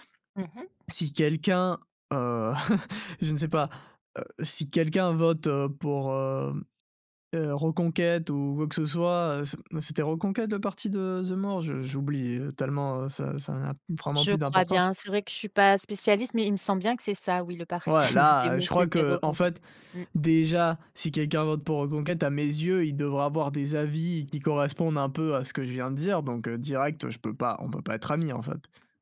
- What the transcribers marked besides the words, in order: tapping; chuckle; other background noise; laughing while speaking: "parti"
- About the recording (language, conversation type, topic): French, podcast, Comment gérer un conflit entre amis sans tout perdre ?